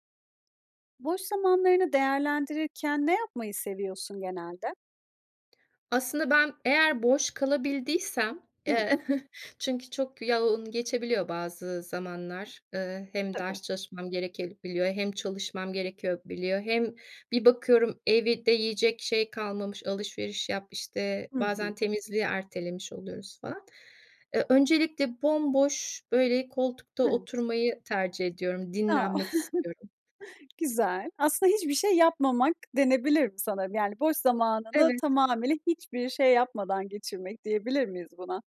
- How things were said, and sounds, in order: other background noise; chuckle; "gerekebiliyor" said as "gerekiyobiliyor"; "evde" said as "evide"; chuckle; tapping
- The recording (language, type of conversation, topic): Turkish, podcast, Boş zamanlarını değerlendirirken ne yapmayı en çok seversin?